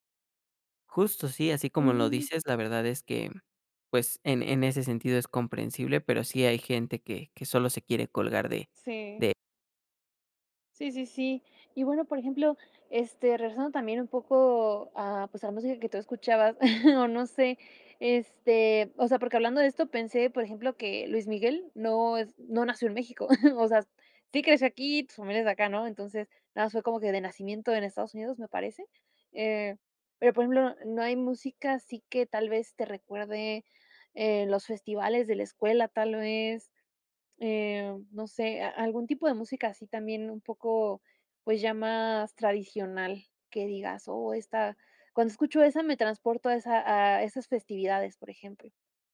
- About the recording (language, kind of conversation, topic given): Spanish, podcast, ¿Qué canción en tu idioma te conecta con tus raíces?
- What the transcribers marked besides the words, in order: other background noise; chuckle; chuckle